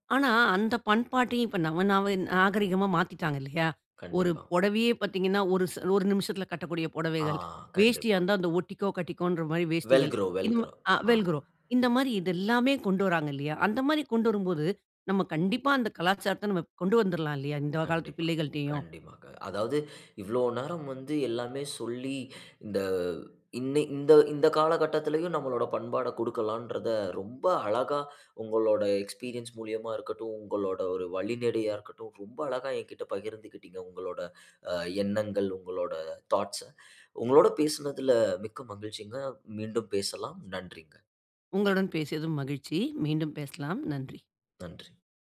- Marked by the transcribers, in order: in English: "எக்ஸ்பீரியன்ஸ்"; in English: "தாட்ஸ்"
- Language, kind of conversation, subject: Tamil, podcast, உங்கள் ஆடை உங்கள் பண்பாட்டு அடையாளங்களை எவ்வாறு வெளிப்படுத்துகிறது?